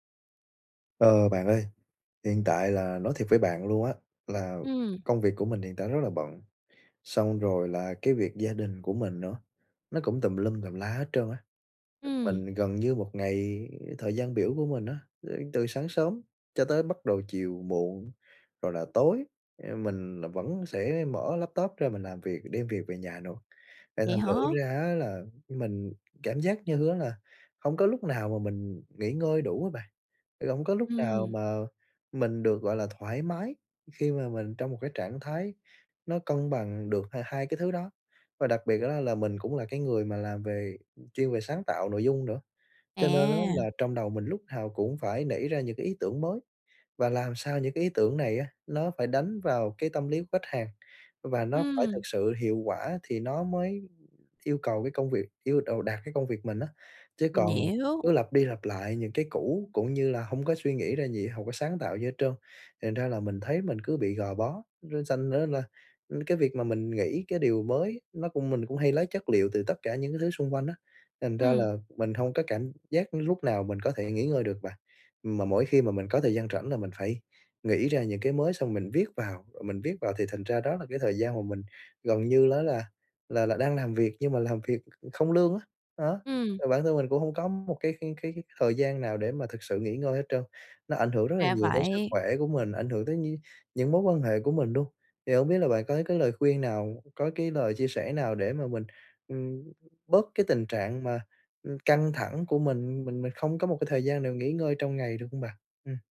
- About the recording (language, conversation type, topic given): Vietnamese, advice, Làm sao để dành thời gian nghỉ ngơi cho bản thân mỗi ngày?
- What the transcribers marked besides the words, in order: tapping